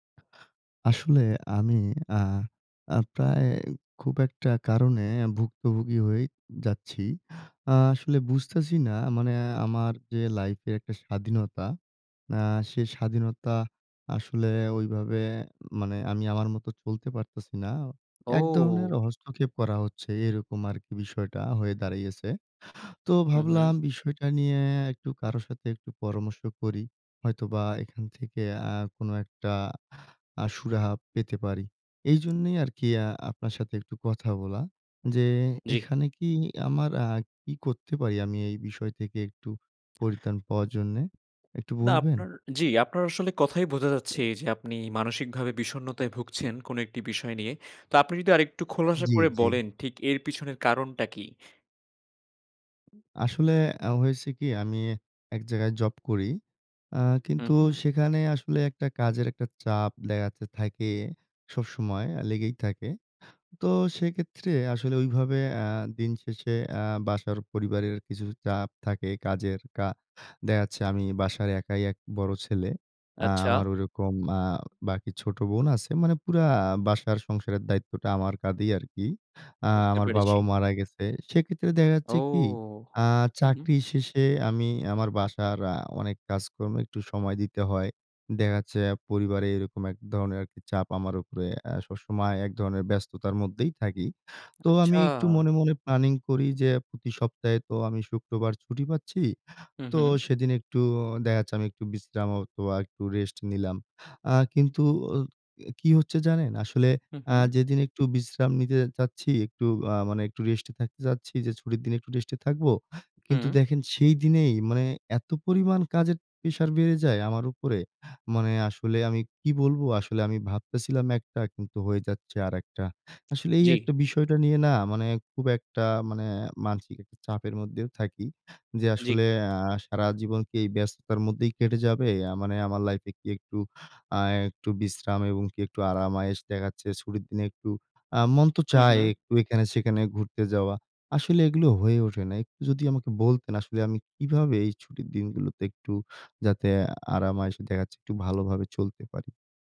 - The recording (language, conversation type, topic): Bengali, advice, ছুটির দিনে আমি বিশ্রাম নিতে পারি না, সব সময় ব্যস্ত থাকি কেন?
- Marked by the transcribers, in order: drawn out: "ও"; alarm; drawn out: "ও"; drawn out: "আচ্ছা"